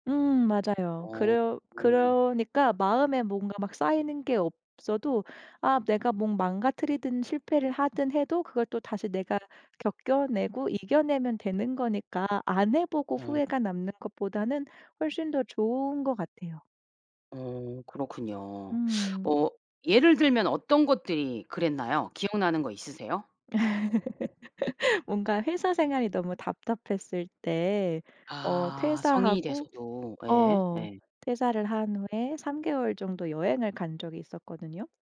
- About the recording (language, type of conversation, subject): Korean, podcast, 좋아하는 이야기가 당신에게 어떤 영향을 미쳤나요?
- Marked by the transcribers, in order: laugh; tapping